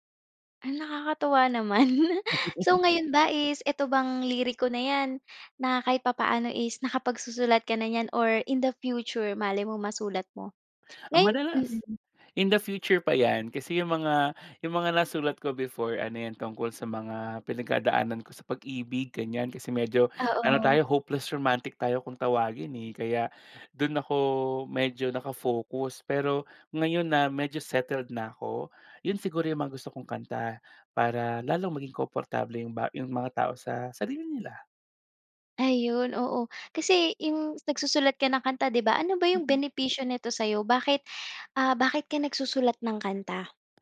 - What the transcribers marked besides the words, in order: laughing while speaking: "naman"; tapping; wind; tongue click; in English: "In the future"; in English: "hopeless romantic"; in English: "settled"
- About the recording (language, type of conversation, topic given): Filipino, podcast, May kanta ka bang may koneksyon sa isang mahalagang alaala?